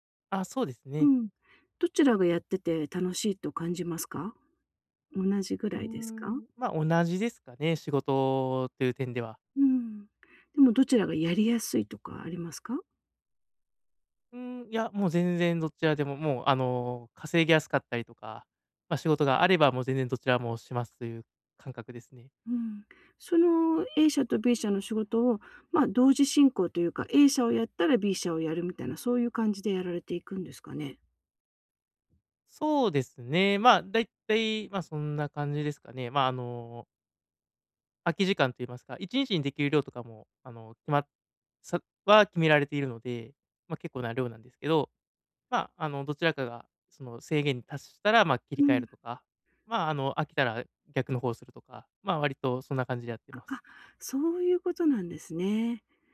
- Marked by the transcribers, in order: none
- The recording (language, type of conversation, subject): Japanese, advice, 長くモチベーションを保ち、成功や進歩を記録し続けるにはどうすればよいですか？